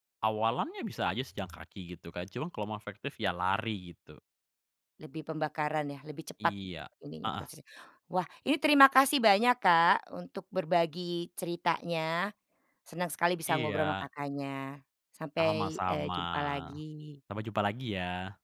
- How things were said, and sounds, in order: none
- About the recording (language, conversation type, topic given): Indonesian, podcast, Apa saja tanda-tanda tubuh yang kamu rasakan saat sedang stres?